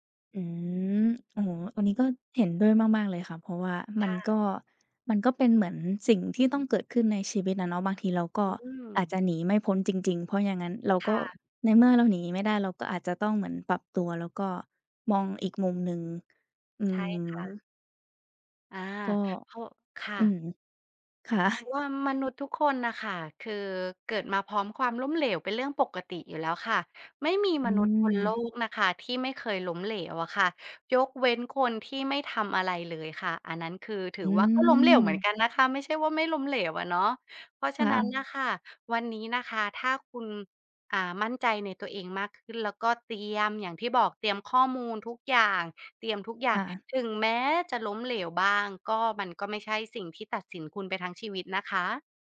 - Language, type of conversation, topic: Thai, advice, คุณรู้สึกกลัวความล้มเหลวจนไม่กล้าเริ่มลงมือทำอย่างไร
- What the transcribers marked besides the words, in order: tapping; other background noise; "เพราะว่า" said as "พวม"; background speech; drawn out: "อืม"